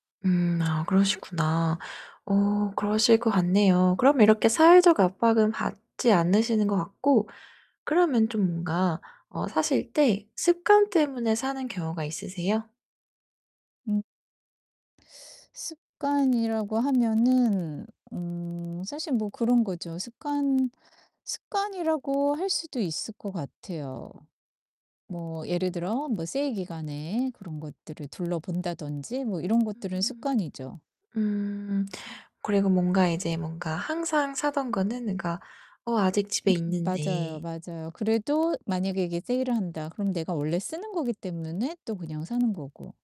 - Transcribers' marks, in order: static; distorted speech
- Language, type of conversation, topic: Korean, advice, 소비할 때 필요한 것과 원하는 것을 어떻게 구분하면 좋을까요?